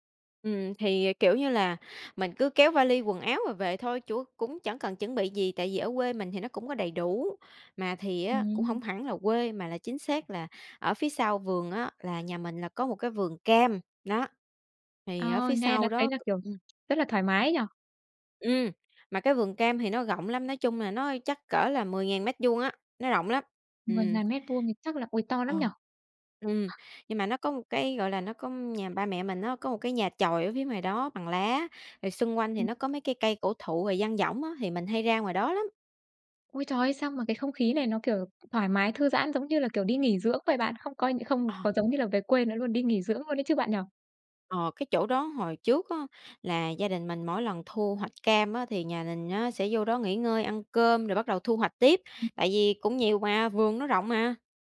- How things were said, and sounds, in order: other background noise; tapping
- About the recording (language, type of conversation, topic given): Vietnamese, podcast, Bạn có thể kể về một lần bạn tìm được một nơi yên tĩnh để ngồi lại và suy nghĩ không?
- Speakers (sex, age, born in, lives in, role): female, 25-29, Vietnam, Vietnam, guest; female, 25-29, Vietnam, Vietnam, host